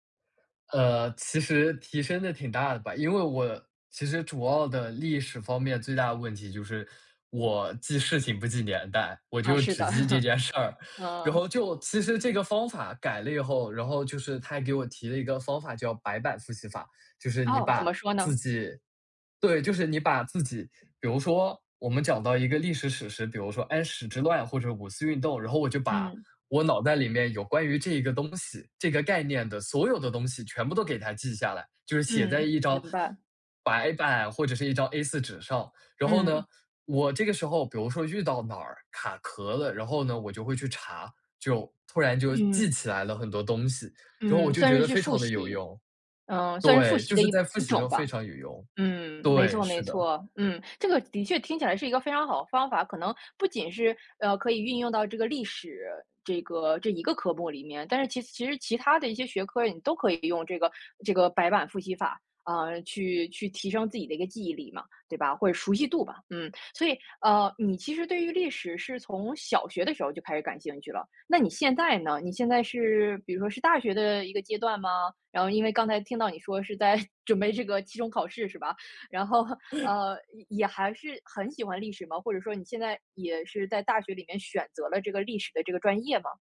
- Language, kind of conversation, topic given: Chinese, podcast, 你是如何克服学习瓶颈的？
- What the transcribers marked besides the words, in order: teeth sucking; laugh; chuckle; chuckle; laugh